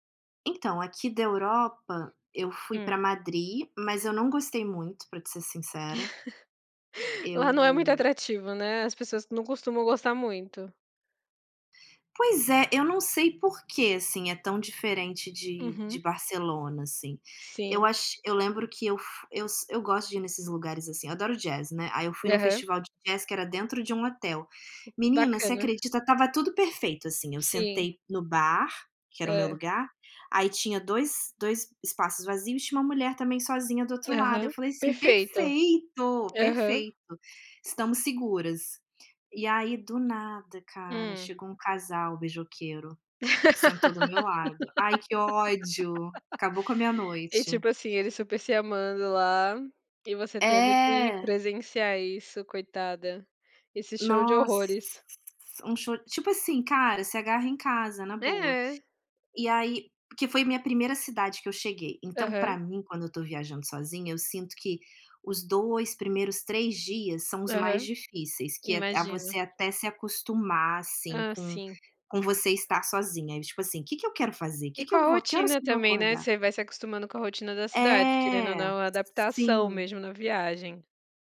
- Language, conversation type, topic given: Portuguese, unstructured, Você prefere viajar para a praia, para a cidade ou para a natureza?
- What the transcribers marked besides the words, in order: laugh; other noise; laugh; tapping